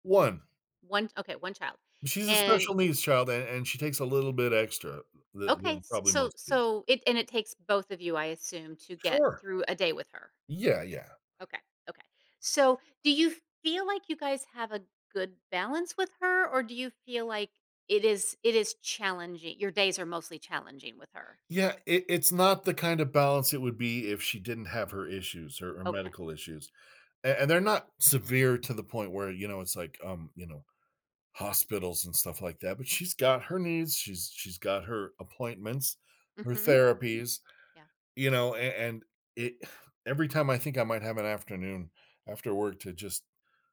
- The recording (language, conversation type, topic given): English, advice, How can I balance my work and personal life more effectively?
- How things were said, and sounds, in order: sigh